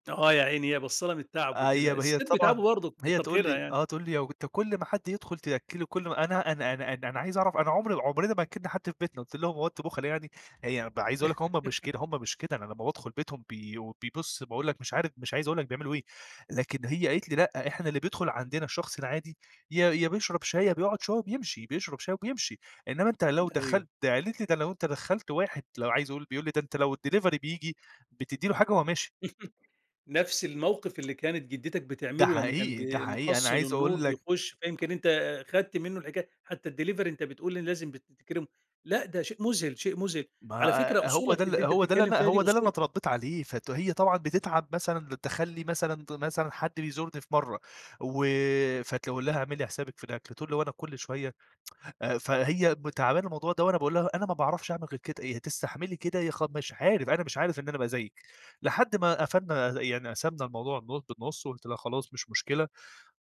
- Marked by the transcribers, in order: chuckle; in English: "الديليفري"; chuckle; tapping; in English: "الديليفري"; tsk
- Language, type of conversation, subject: Arabic, podcast, إيه رأيك في دور الجدّين المفيد في تربية الأحفاد؟